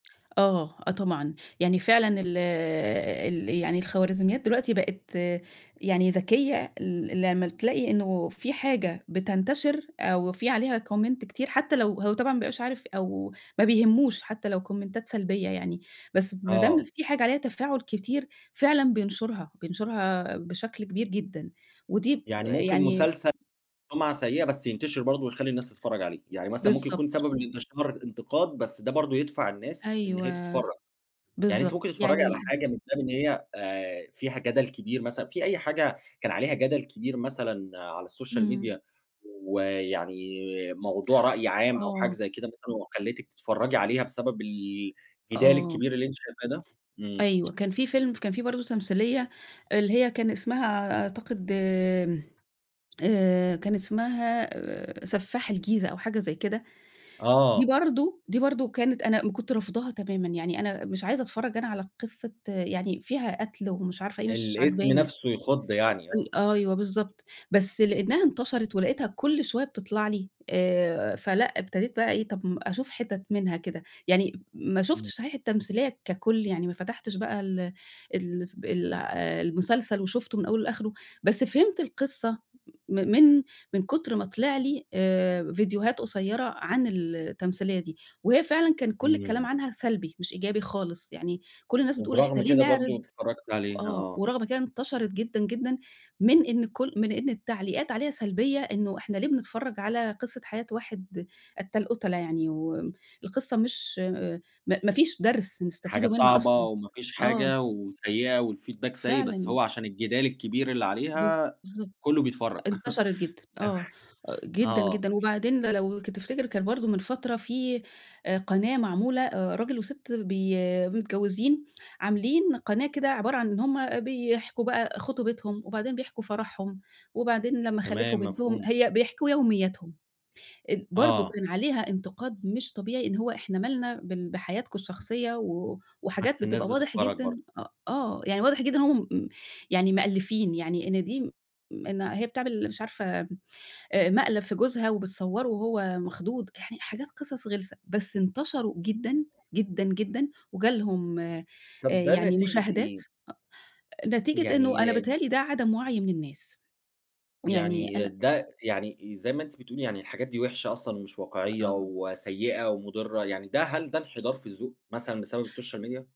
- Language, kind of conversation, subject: Arabic, podcast, إزاي السوشيال ميديا بتغيّر طريقة كلام الناس عن المسلسلات؟
- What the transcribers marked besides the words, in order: in English: "comment"; in English: "كومنتات"; tapping; in English: "الSocial Media"; in English: "والfeedback"; chuckle; in English: "الSocial Media؟"